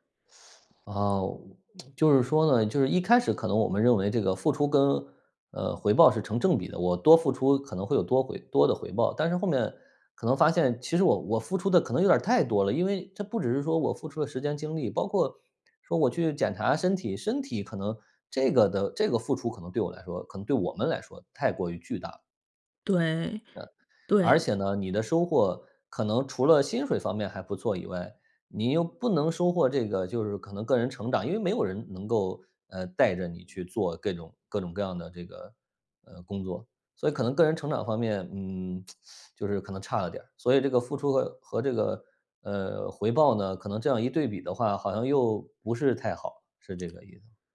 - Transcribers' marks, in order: teeth sucking; tsk; teeth sucking
- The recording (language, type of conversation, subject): Chinese, podcast, 你如何判断该坚持还是该放弃呢?